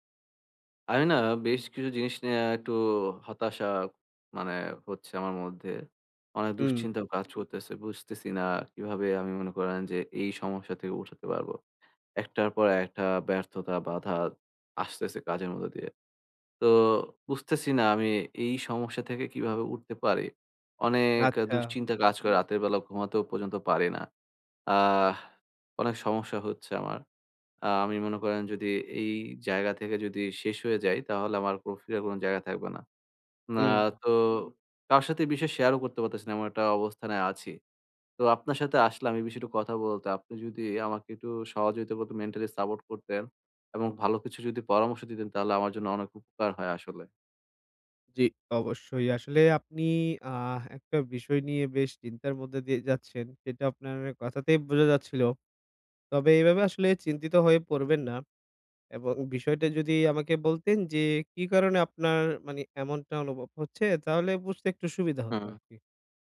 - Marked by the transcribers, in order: other background noise; tapping
- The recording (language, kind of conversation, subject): Bengali, advice, ব্যর্থতার পর কীভাবে আবার লক্ষ্য নির্ধারণ করে এগিয়ে যেতে পারি?